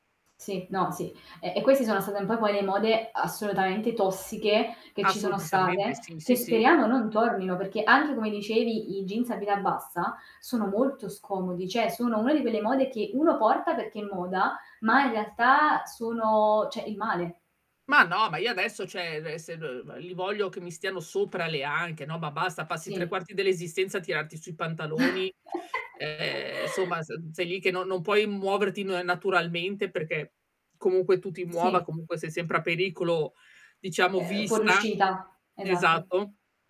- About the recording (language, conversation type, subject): Italian, podcast, Come bilanci comodità e stile nella vita di tutti i giorni?
- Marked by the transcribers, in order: static; laugh; distorted speech; tapping